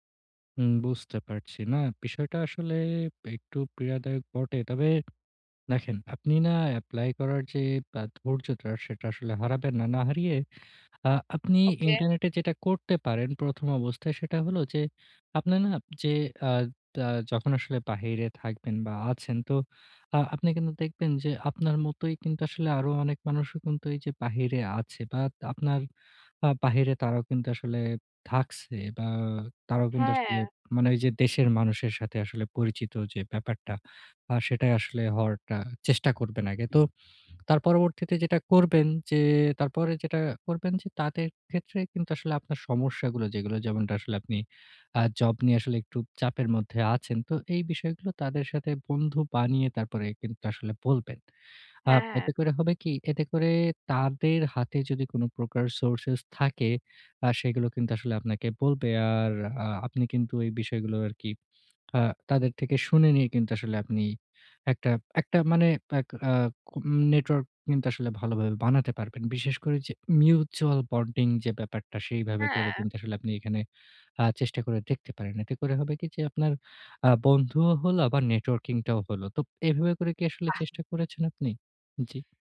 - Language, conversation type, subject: Bengali, advice, নতুন জায়গায় কীভাবে স্থানীয় সহায়তা-সমর্থনের নেটওয়ার্ক গড়ে তুলতে পারি?
- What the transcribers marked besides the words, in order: tapping; other background noise; in English: "সোর্সেস"; in English: "মিউচুয়াল বন্ডিং"